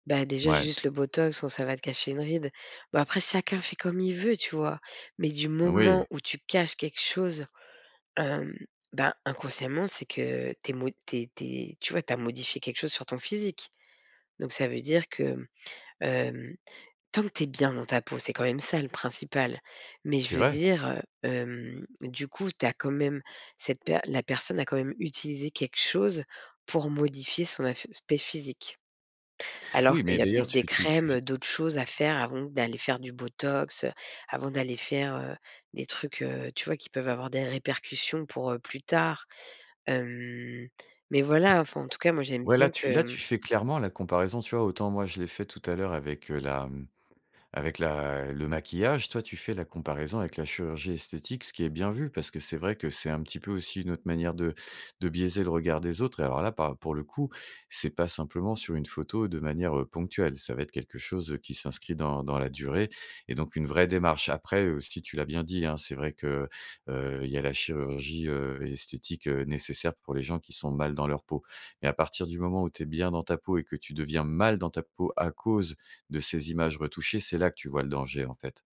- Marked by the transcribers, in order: "aspect" said as "afspect"; tapping; stressed: "mal"
- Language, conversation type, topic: French, podcast, Que penses-tu des filtres de retouche sur les photos ?